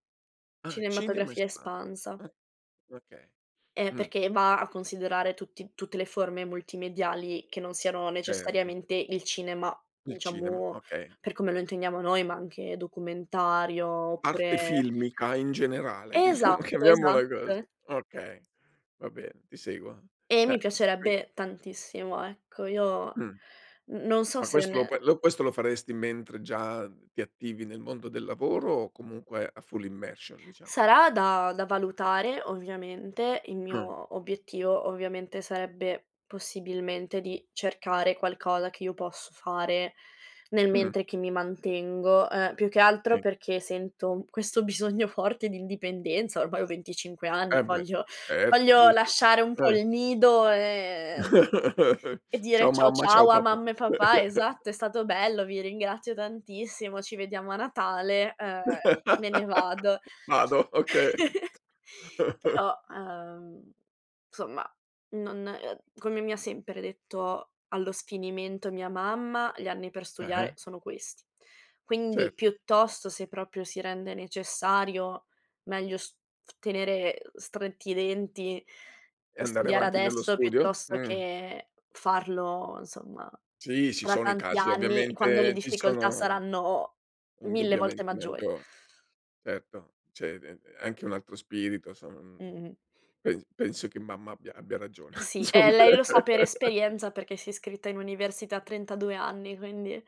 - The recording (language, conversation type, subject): Italian, podcast, Come puoi trasformare un rimpianto in un’azione positiva già oggi?
- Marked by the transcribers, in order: other noise; laughing while speaking: "diciamo, chiamiamola"; in English: "full immersion"; tapping; other background noise; chuckle; drawn out: "e"; chuckle; laugh; chuckle; unintelligible speech; chuckle; laughing while speaking: "somma"; laugh